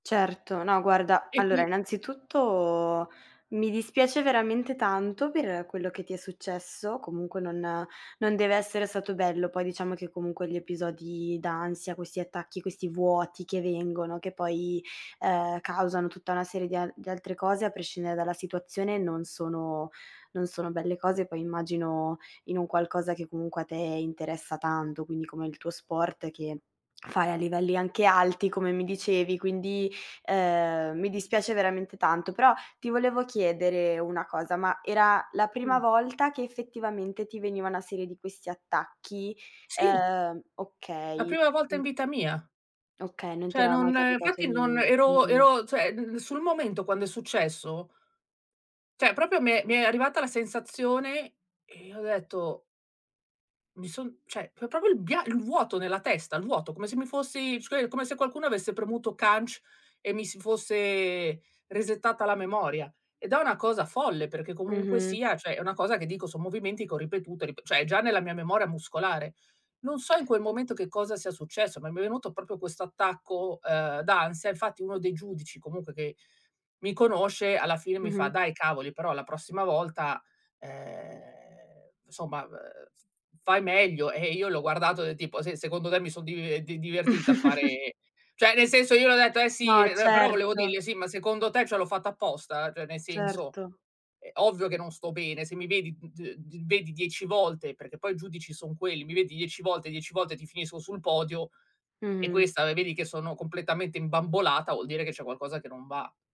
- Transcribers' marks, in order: "proprio" said as "propio"; "proprio" said as "propio"; in English: "resettata"; tapping; drawn out: "ehm"; chuckle; other background noise
- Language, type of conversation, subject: Italian, advice, Come posso descrivere un attacco d'ansia improvviso senza una causa apparente?